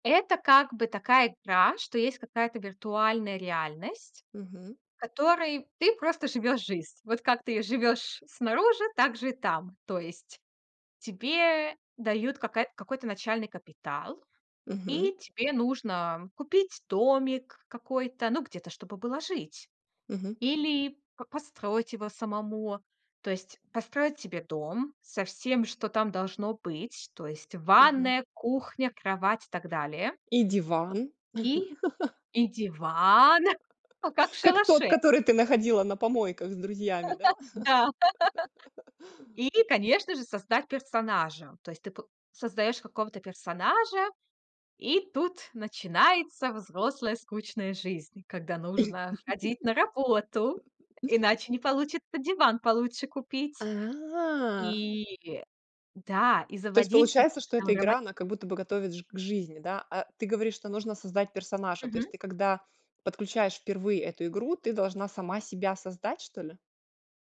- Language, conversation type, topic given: Russian, podcast, В каких играх ты можешь потеряться на несколько часов подряд?
- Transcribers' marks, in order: other background noise; tapping; laugh; laugh; chuckle; laugh; drawn out: "А"